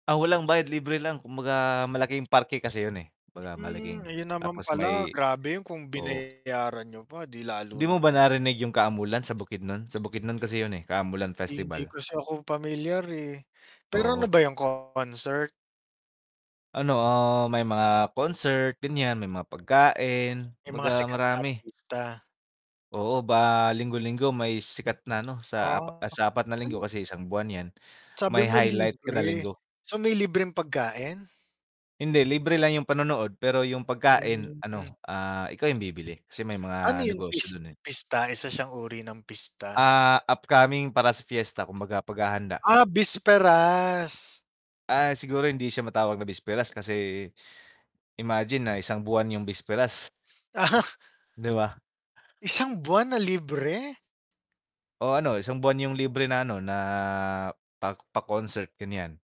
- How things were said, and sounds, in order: tapping; static; mechanical hum; distorted speech; other background noise; wind; laughing while speaking: "Ah"
- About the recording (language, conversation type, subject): Filipino, unstructured, Ano ang naramdaman mo sa mga lugar na siksikan sa mga turista?